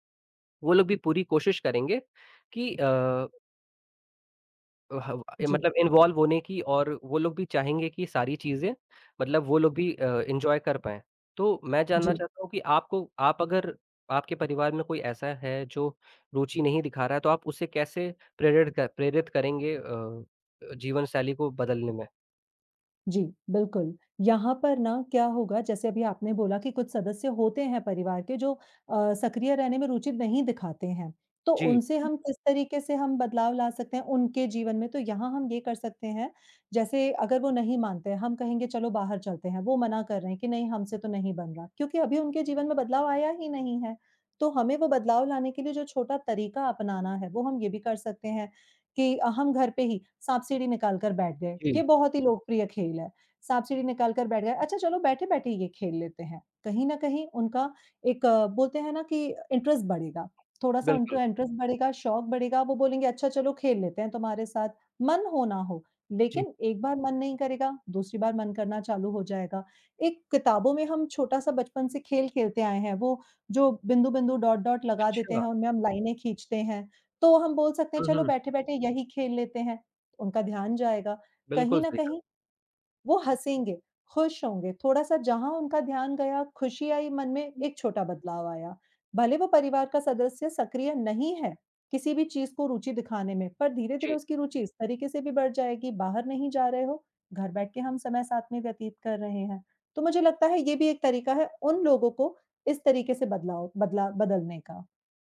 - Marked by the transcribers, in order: in English: "इन्वॉल्व"; in English: "एन्जॉय"; other background noise; in English: "इंटरेस्ट"; tapping; in English: "इंट इंटरेस्ट"; in English: "डॉट-डॉट"
- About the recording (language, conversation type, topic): Hindi, unstructured, हम अपने परिवार को अधिक सक्रिय जीवनशैली अपनाने के लिए कैसे प्रेरित कर सकते हैं?